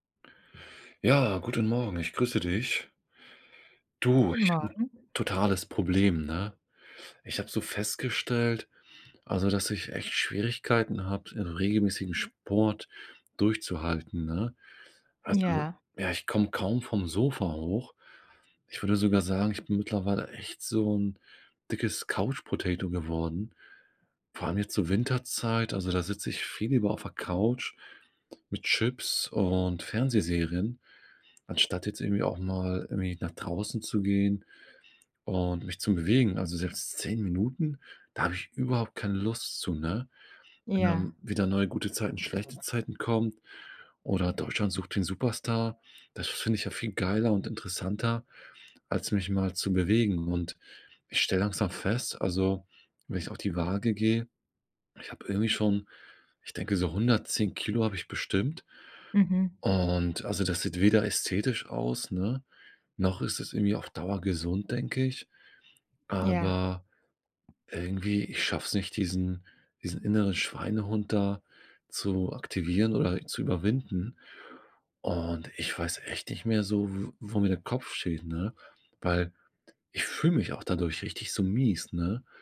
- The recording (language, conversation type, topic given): German, advice, Warum fällt es mir schwer, regelmäßig Sport zu treiben oder mich zu bewegen?
- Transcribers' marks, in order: tapping